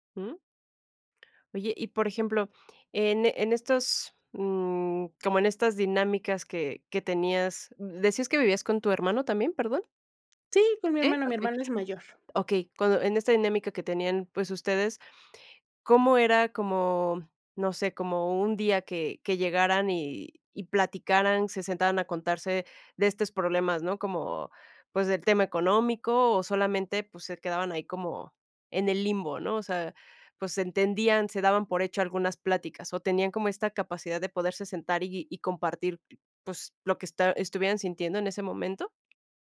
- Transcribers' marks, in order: none
- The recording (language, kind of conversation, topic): Spanish, podcast, ¿Cómo era la dinámica familiar en tu infancia?